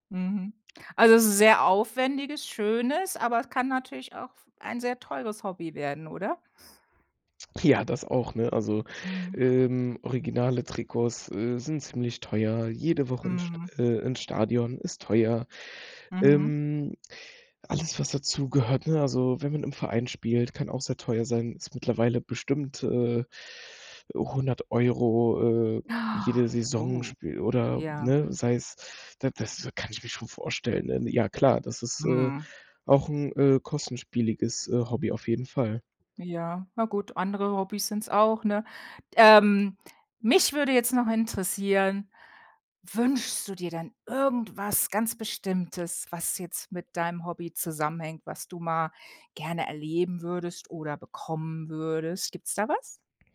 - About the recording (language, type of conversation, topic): German, podcast, Erzähl mal, wie du zu deinem liebsten Hobby gekommen bist?
- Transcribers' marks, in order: other background noise; inhale; surprised: "Oh"; "kostspieliges" said as "kostenspieliges"